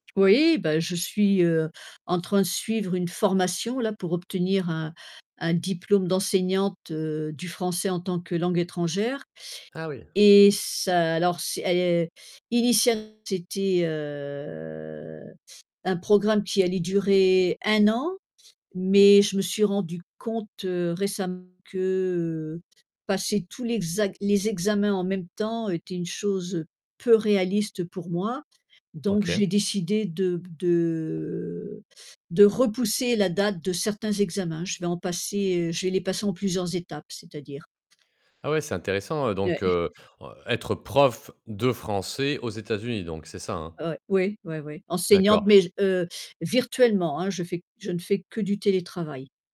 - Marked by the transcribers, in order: tapping; distorted speech; drawn out: "heu"; drawn out: "de"; chuckle; stressed: "prof"
- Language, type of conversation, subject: French, podcast, Comment restes-tu motivé quand les progrès sont lents ?